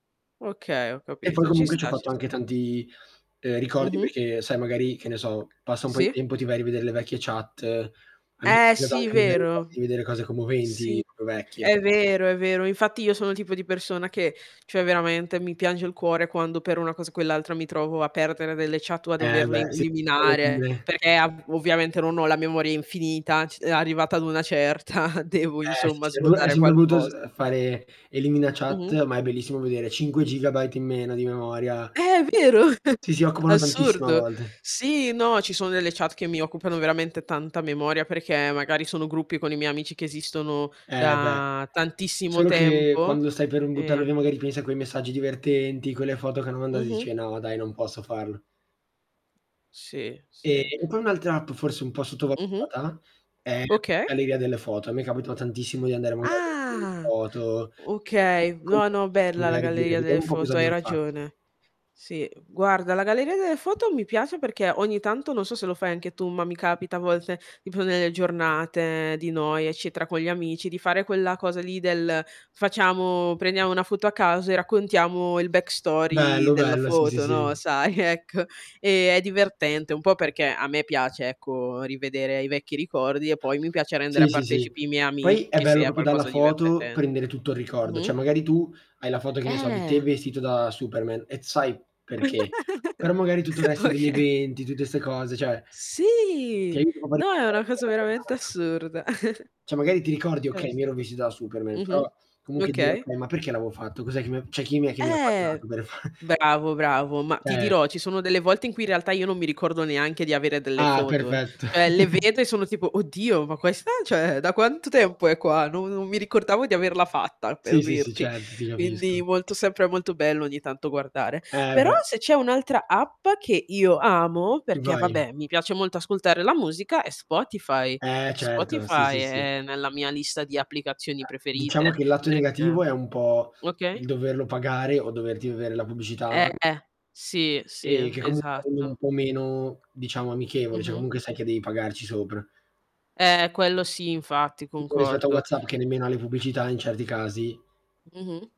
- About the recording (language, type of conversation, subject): Italian, unstructured, Qual è la tua app preferita e perché ti piace così tanto?
- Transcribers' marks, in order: static; tapping; distorted speech; unintelligible speech; other background noise; unintelligible speech; laughing while speaking: "certa"; chuckle; drawn out: "da"; drawn out: "Ah"; unintelligible speech; in English: "backstory"; laughing while speaking: "ecco"; "proprio" said as "propio"; drawn out: "Eh"; giggle; laughing while speaking: "Oka"; "cioè" said as "ceh"; drawn out: "Sì"; "proprio" said as "propio"; "Cioè" said as "ceh"; chuckle; drawn out: "Eh"; "cioè" said as "ceh"; unintelligible speech; laughing while speaking: "per far"; chuckle; "cioè" said as "ceh"